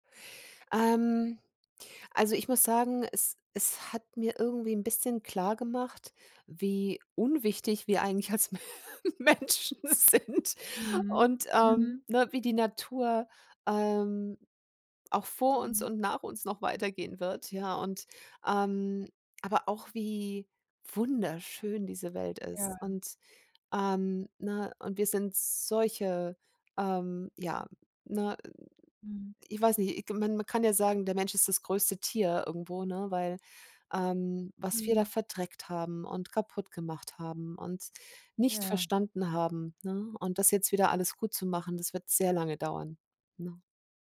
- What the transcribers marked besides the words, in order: laughing while speaking: "Menschen sind"
- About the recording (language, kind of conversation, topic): German, podcast, Welche Tierbegegnung hat dich besonders bewegt?